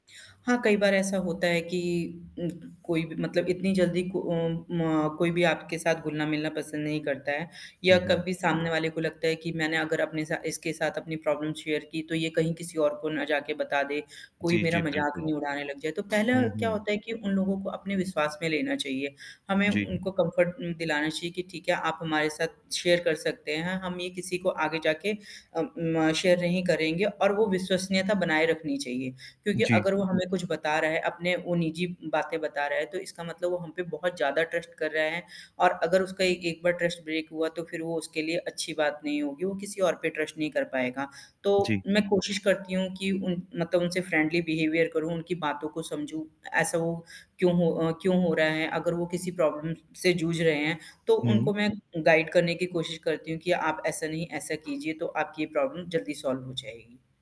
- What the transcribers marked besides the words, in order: static; mechanical hum; tapping; in English: "प्रॉब्लम शेयर"; other background noise; in English: "कम्फ़र्ट"; in English: "शेयर"; in English: "शेयर"; in English: "ट्रस्ट"; in English: "ट्रस्ट ब्रेक"; in English: "ट्रस्ट"; in English: "फ्रेंडली बिहेवियर"; in English: "प्रॉब्लम"; in English: "गाइड"; in English: "प्रॉब्लम"; in English: "सॉल्व"
- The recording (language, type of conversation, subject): Hindi, podcast, आप दूसरों की भावनाओं को समझने की कोशिश कैसे करते हैं?